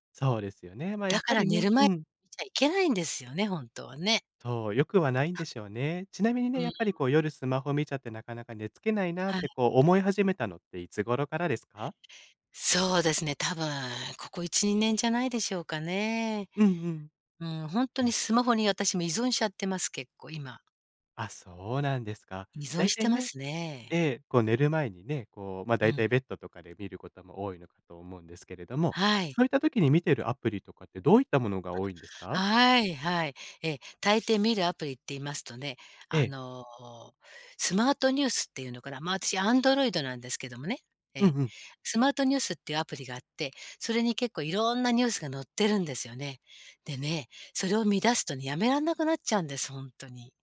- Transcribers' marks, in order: other noise; stressed: "いろんな"
- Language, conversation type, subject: Japanese, advice, 夜にスマホを見てしまって寝付けない習慣をどうすれば変えられますか？